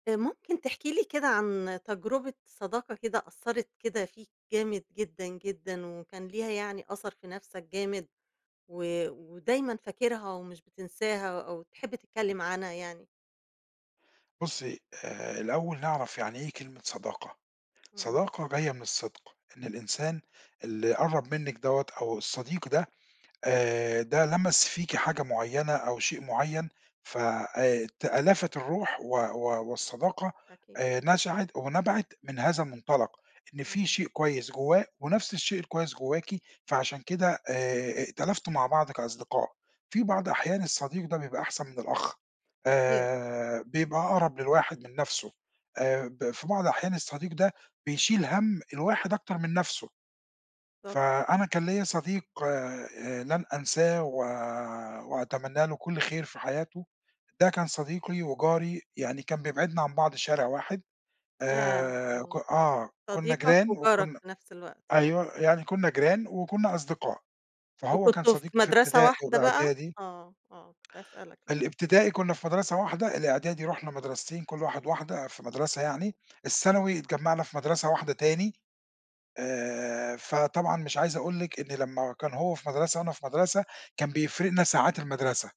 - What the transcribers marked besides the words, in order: other background noise; tapping
- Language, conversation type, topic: Arabic, podcast, إحكي لنا عن تجربة أثّرت على صداقاتك؟